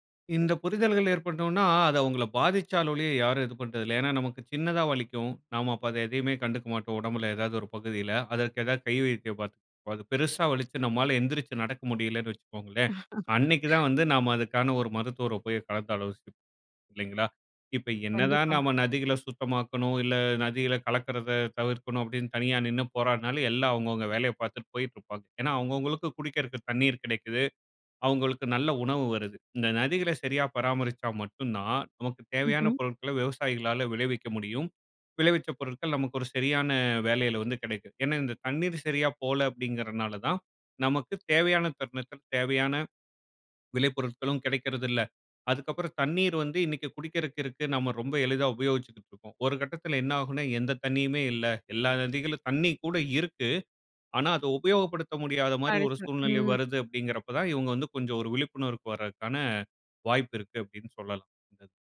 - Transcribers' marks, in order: "புரிதல்கள்" said as "புதிதல்கள்"; chuckle; "மருத்துவர" said as "மதுத்துவர"
- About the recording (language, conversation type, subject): Tamil, podcast, ஒரு நதியை ஒரே நாளில் எப்படிச் சுத்தம் செய்யத் தொடங்கலாம்?